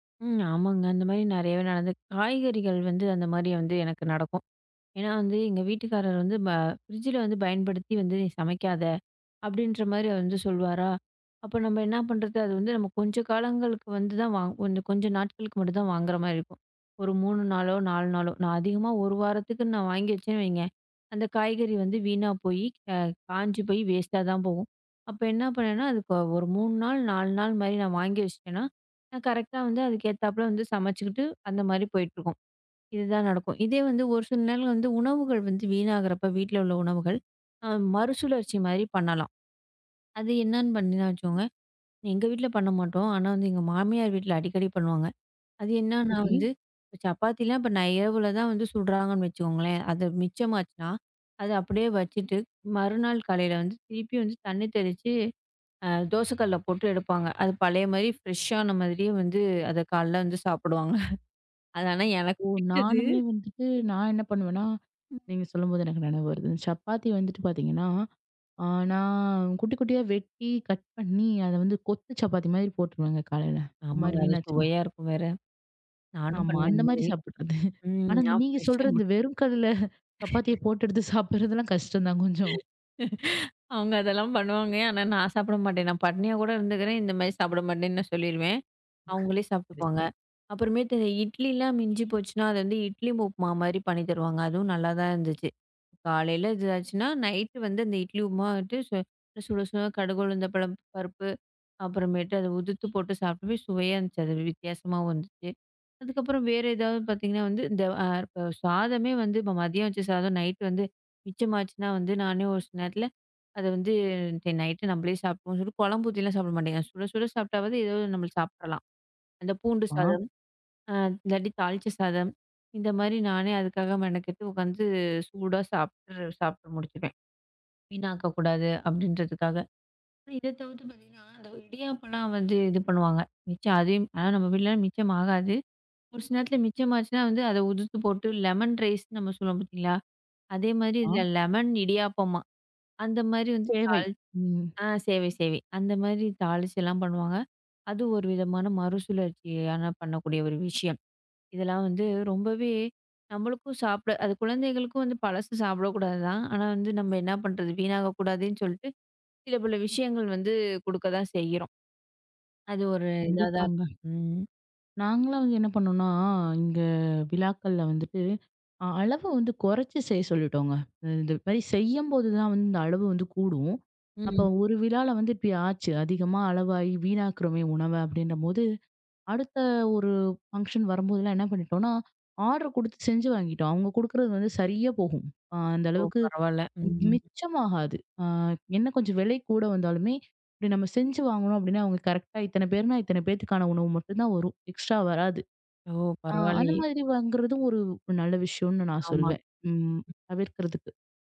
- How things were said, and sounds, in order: chuckle; laughing while speaking: "ஆமா. அந்த மாரி சாப்பிடுறது. ஆனா … போட்டு எடுத்துச் சாப்பிடுறதெல்லாம்"; chuckle; laugh; chuckle; "பருப்பு" said as "பழம்"; "குறைச்சு" said as "கொறச்சு"; in English: "ஃபங்ஷன்"; in English: "ஆர்டர்"; in English: "எக்ஸ்ட்ரா"
- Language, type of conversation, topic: Tamil, podcast, உணவு வீணாவதைத் தவிர்க்க எளிய வழிகள் என்ன?